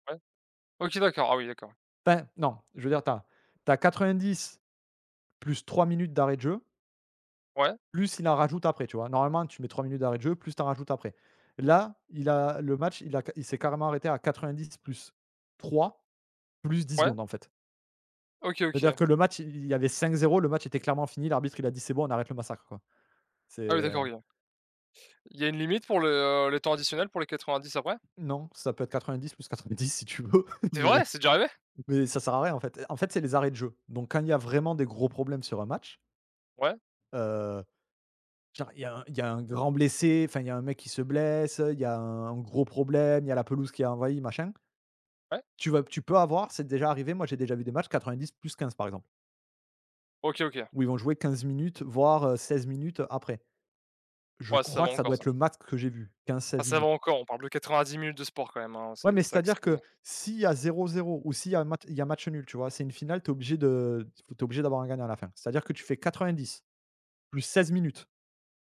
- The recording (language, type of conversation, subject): French, unstructured, Quel événement historique te rappelle un grand moment de bonheur ?
- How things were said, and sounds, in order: tapping; laughing while speaking: "si tu veux"; anticipating: "C'est vrai ? C'est déjà arrivé ?"